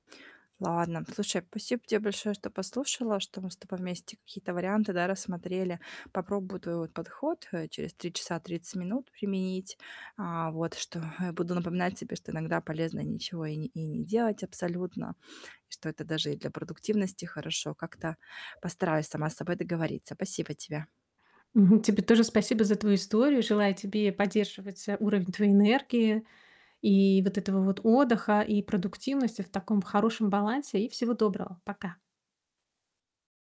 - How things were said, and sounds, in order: tapping; other background noise
- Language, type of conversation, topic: Russian, advice, Как мне отдыхать и восстанавливаться без чувства вины?